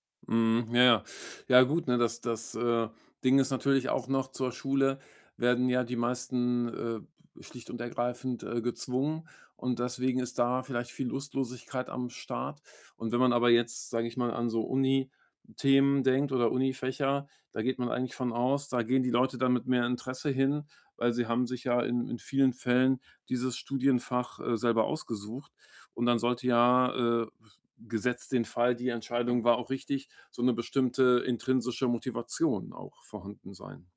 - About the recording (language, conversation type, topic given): German, podcast, Welches Ereignis hat dich erwachsen werden lassen?
- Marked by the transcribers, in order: other background noise